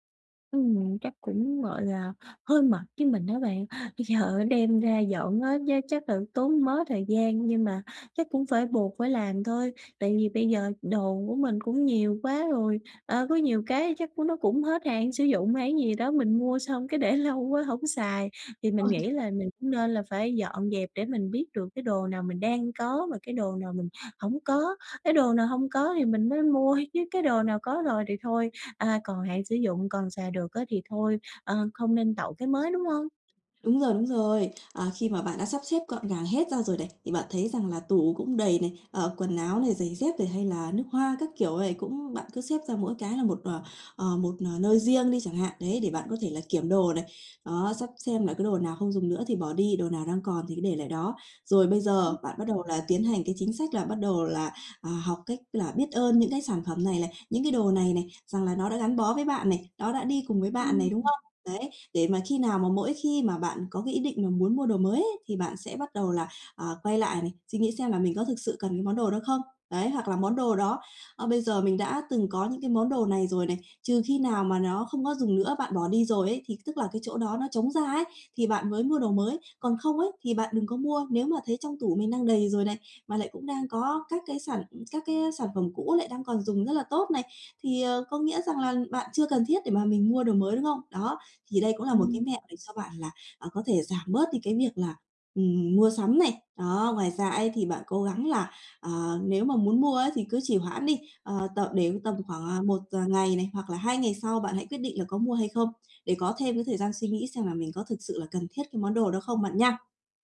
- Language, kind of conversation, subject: Vietnamese, advice, Làm sao để hài lòng với những thứ mình đang có?
- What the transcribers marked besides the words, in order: laughing while speaking: "giờ"; tapping; laughing while speaking: "lâu"; unintelligible speech